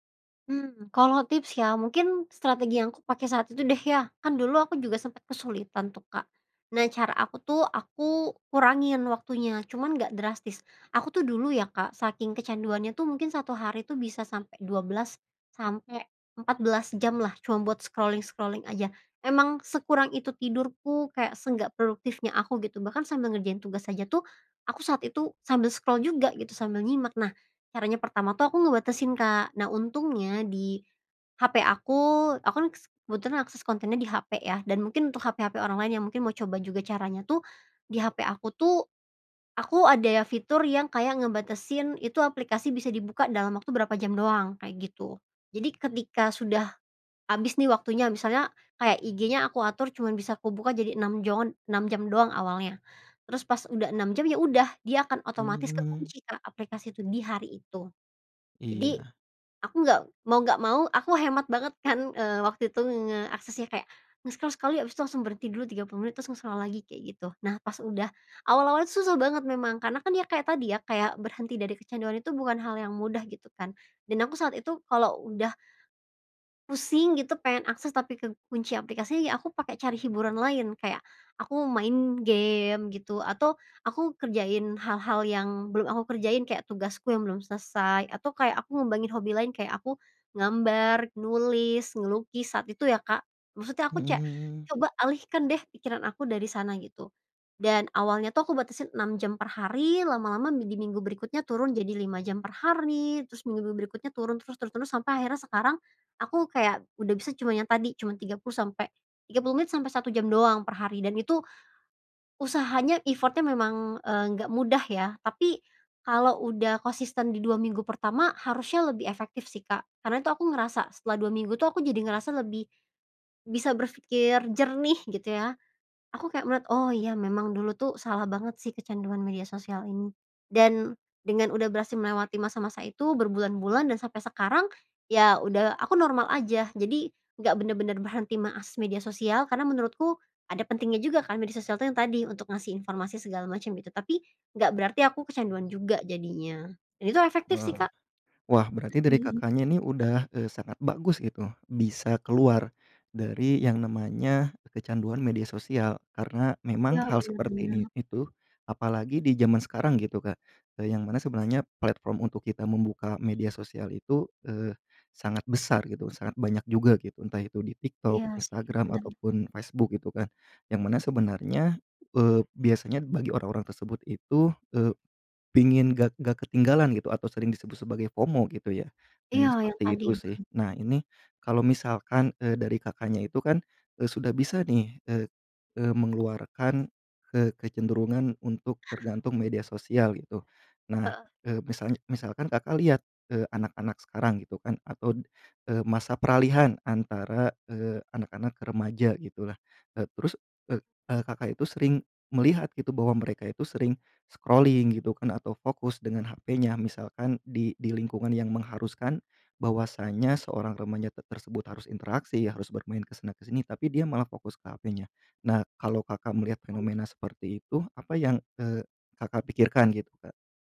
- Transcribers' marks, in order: in English: "scrolling-scrolling"; in English: "scroll"; laughing while speaking: "kan"; in English: "nge-scroll"; in English: "nge-scroll"; in English: "effort-nya"; other background noise; tapping; in English: "FOMO"; chuckle; in English: "scrolling"; unintelligible speech
- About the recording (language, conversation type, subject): Indonesian, podcast, Menurutmu, apa batasan wajar dalam menggunakan media sosial?